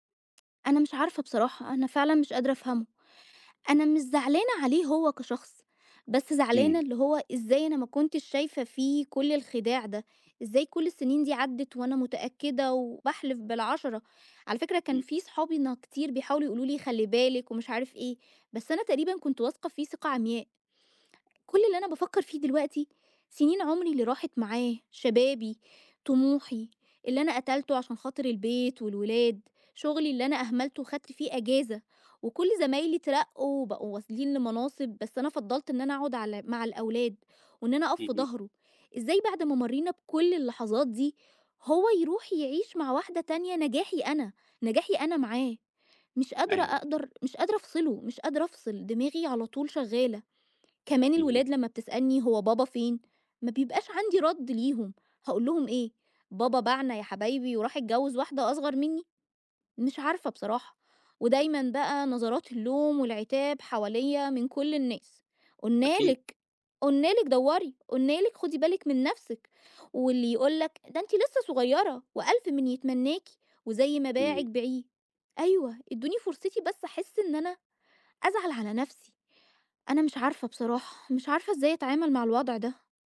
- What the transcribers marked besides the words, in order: tapping
- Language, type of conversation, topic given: Arabic, advice, إزاي بتتعامل/ي مع الانفصال بعد علاقة طويلة؟